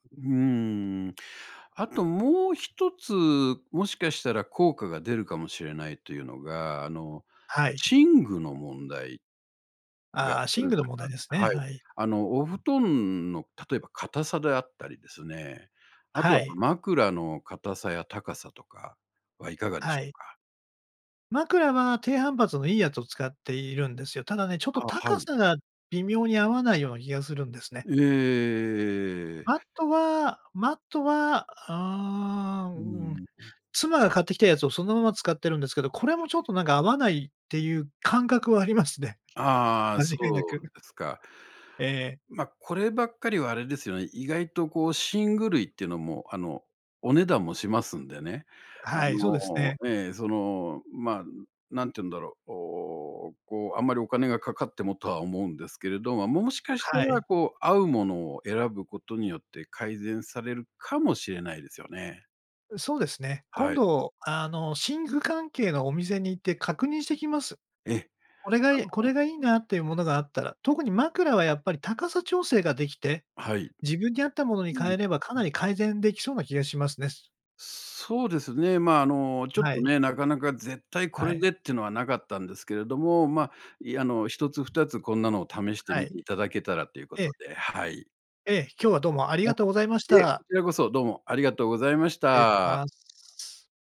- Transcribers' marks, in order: other background noise; other noise; tapping
- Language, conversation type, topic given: Japanese, advice, 夜に何時間も寝つけないのはどうすれば改善できますか？
- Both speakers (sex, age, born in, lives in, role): male, 60-64, Japan, Japan, advisor; male, 60-64, Japan, Japan, user